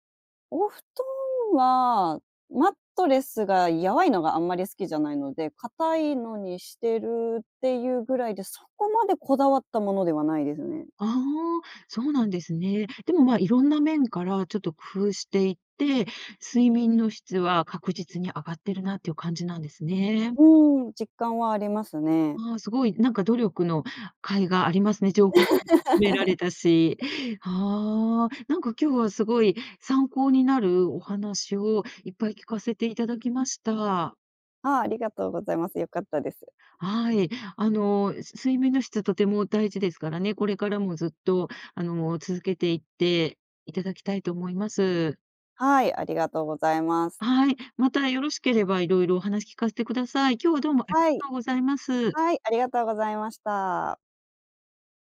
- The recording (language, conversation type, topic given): Japanese, podcast, 睡眠の質を上げるために普段どんな工夫をしていますか？
- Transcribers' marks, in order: laugh; other background noise